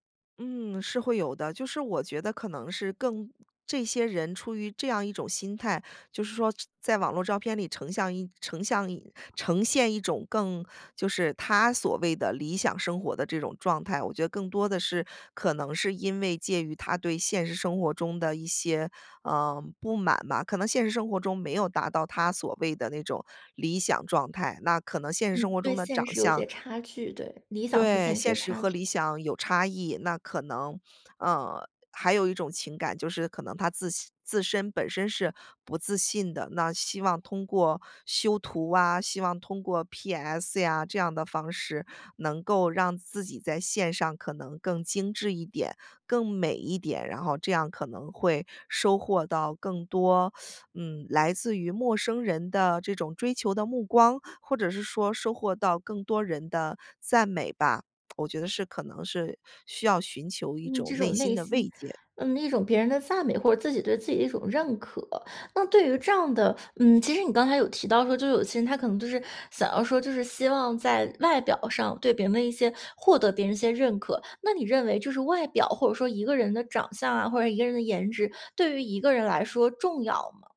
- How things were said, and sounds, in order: other background noise; teeth sucking; tsk
- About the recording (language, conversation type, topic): Chinese, podcast, 你如何平衡網路照片的美化與自己真實的樣貌？